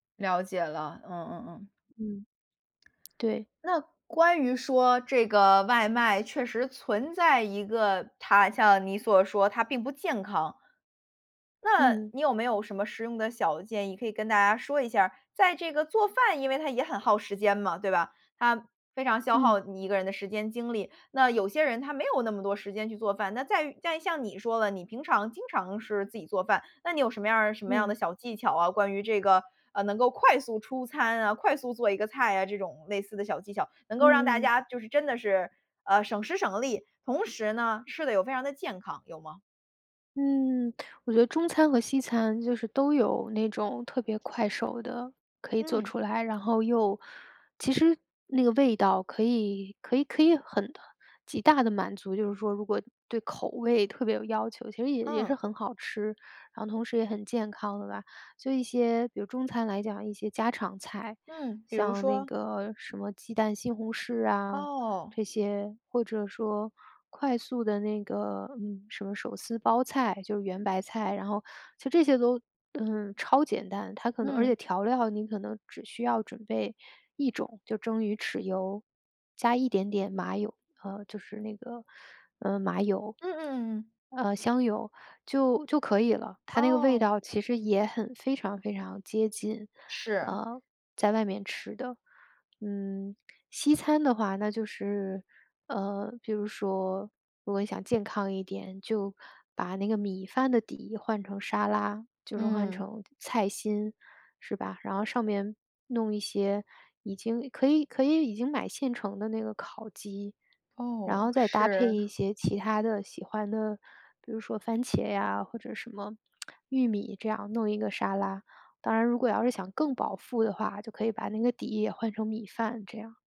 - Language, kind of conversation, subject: Chinese, podcast, 你怎么看外卖和自己做饭的区别？
- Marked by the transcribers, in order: other background noise; lip smack